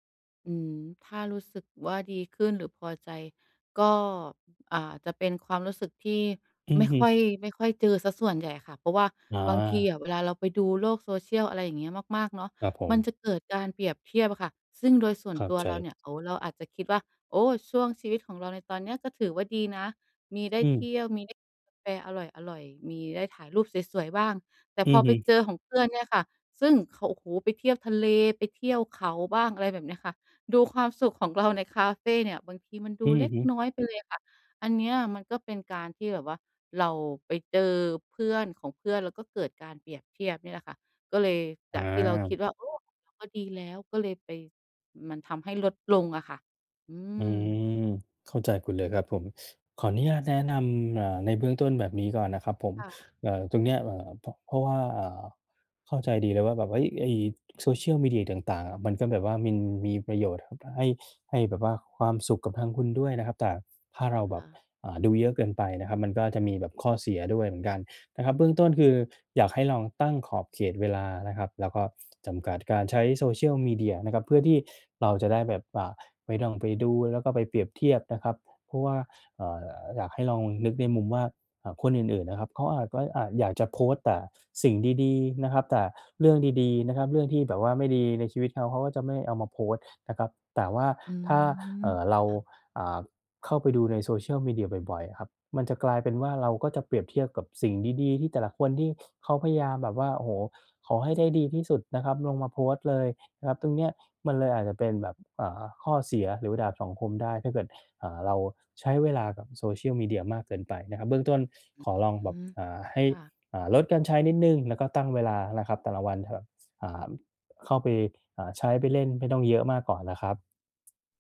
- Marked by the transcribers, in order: other background noise; sniff; tapping
- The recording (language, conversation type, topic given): Thai, advice, ฉันจะลดความรู้สึกกลัวว่าจะพลาดสิ่งต่าง ๆ (FOMO) ในชีวิตได้อย่างไร